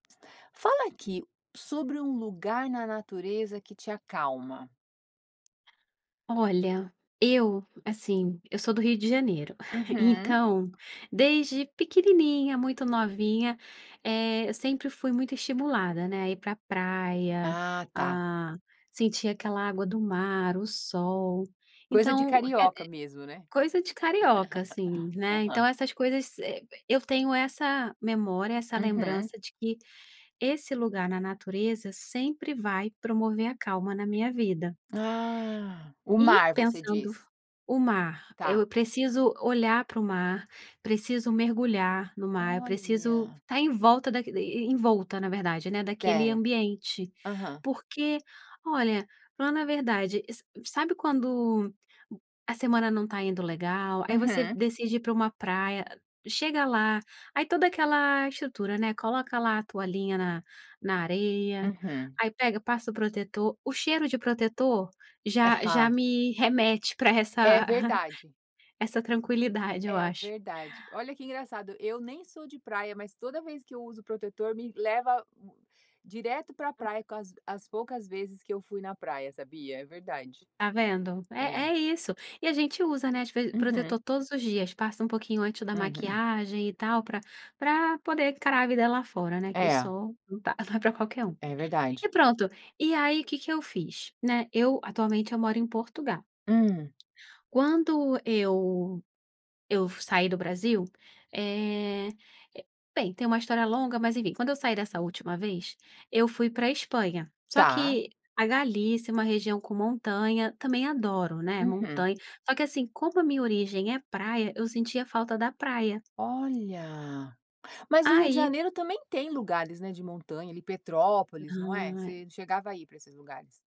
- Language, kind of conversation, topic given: Portuguese, podcast, Que lugar na natureza te acalma e por quê?
- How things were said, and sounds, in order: tapping; laugh